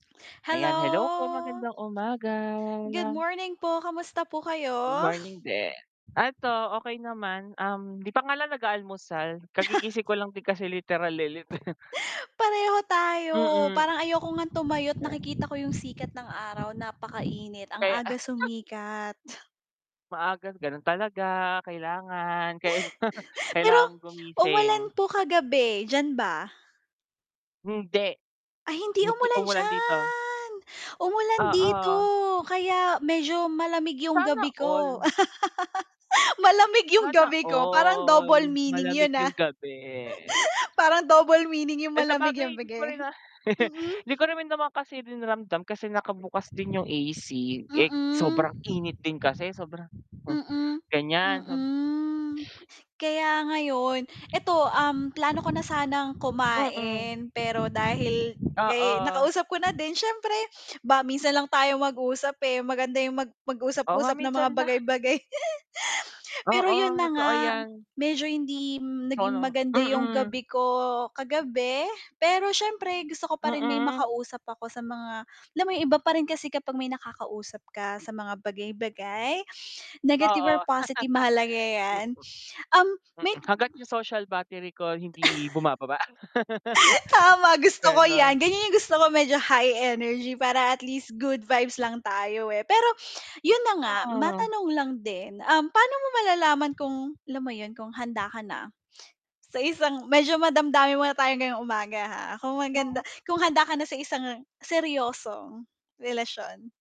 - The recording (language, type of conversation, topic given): Filipino, unstructured, Paano mo malalaman kung handa ka na para sa isang seryosong relasyon?
- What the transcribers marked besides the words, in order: drawn out: "Hello!"; drawn out: "umaga!"; static; chuckle; tapping; laugh; chuckle; chuckle; giggle; chuckle; stressed: "Hindi"; drawn out: "diyan!"; other background noise; laugh; drawn out: "all"; giggle; mechanical hum; "gabi" said as "bege"; chuckle; wind; drawn out: "mm"; sniff; chuckle; sniff; sniff; laugh; distorted speech; sniff; chuckle